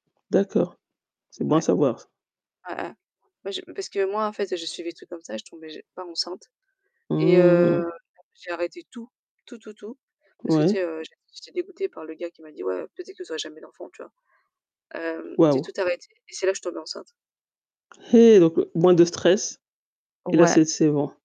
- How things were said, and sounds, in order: static; distorted speech
- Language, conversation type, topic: French, unstructured, Quelle application te rend le plus heureux au quotidien ?